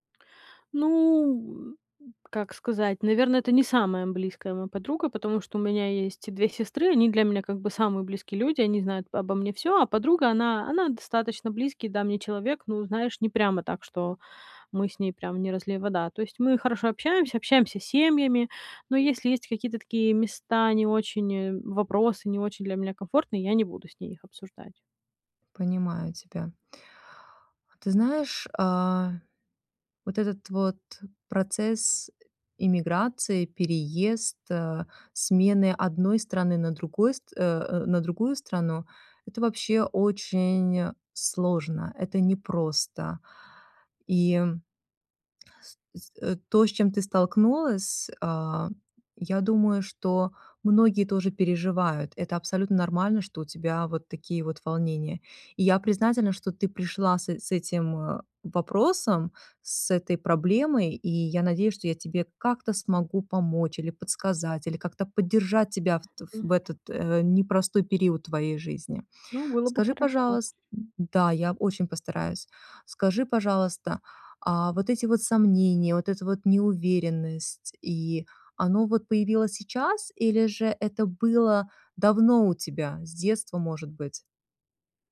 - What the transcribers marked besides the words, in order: none
- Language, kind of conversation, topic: Russian, advice, Как справиться со страхом, что другие осудят меня из-за неловкой ошибки?